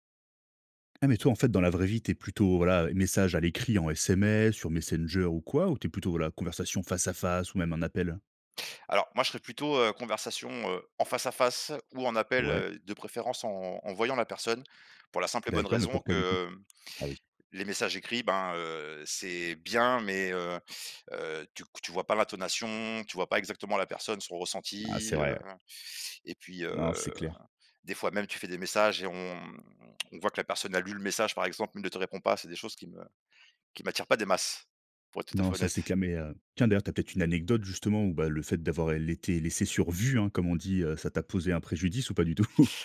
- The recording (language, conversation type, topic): French, podcast, Préférez-vous les messages écrits ou une conversation en face à face ?
- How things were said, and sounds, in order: stressed: "bien"; stressed: "vu"; laughing while speaking: "tout ?"